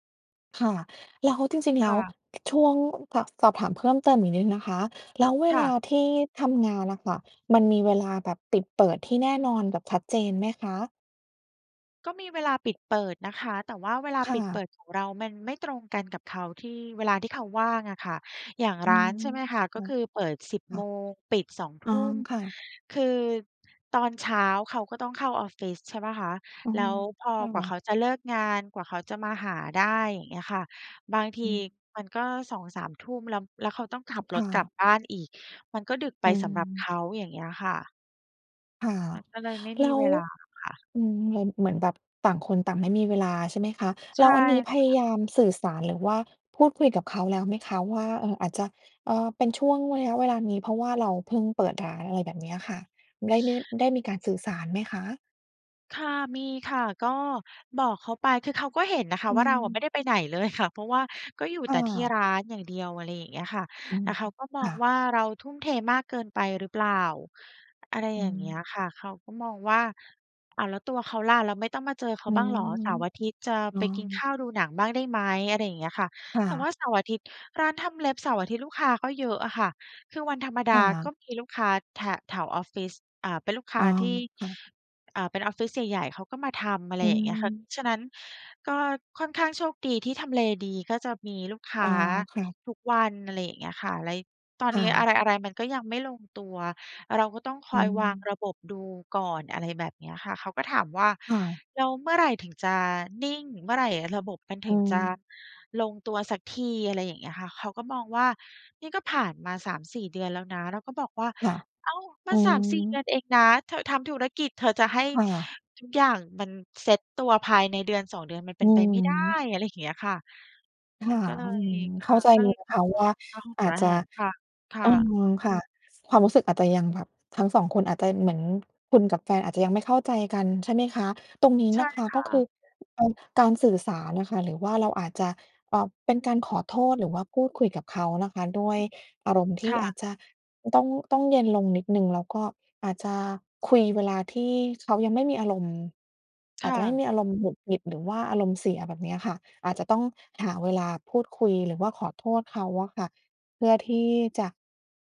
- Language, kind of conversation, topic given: Thai, advice, ความสัมพันธ์ส่วนตัวเสียหายเพราะทุ่มเทให้ธุรกิจ
- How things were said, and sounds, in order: laughing while speaking: "ค่ะ"